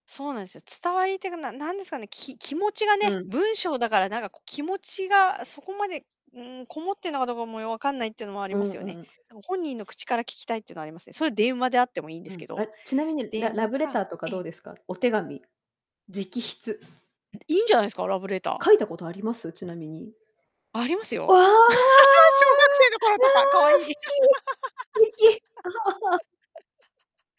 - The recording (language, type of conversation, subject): Japanese, unstructured, 好きな人に気持ちをどうやって伝えますか？
- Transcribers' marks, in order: other background noise; joyful: "わあ！ああ！好き"; laugh; laugh